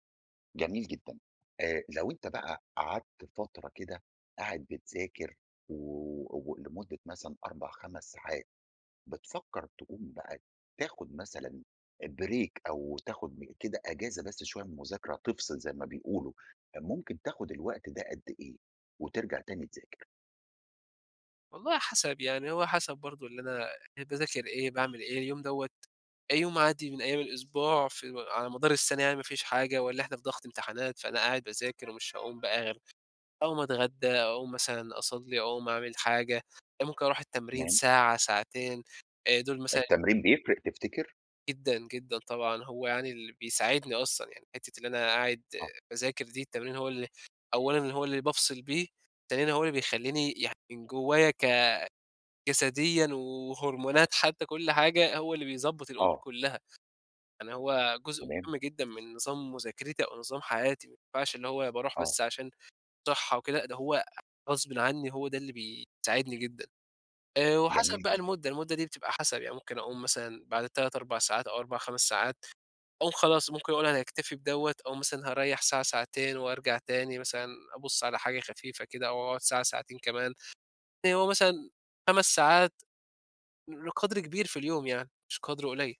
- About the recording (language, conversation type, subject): Arabic, podcast, إزاي بتتعامل مع الإحساس إنك بتضيّع وقتك؟
- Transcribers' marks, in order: in English: "break"; tapping; horn; other street noise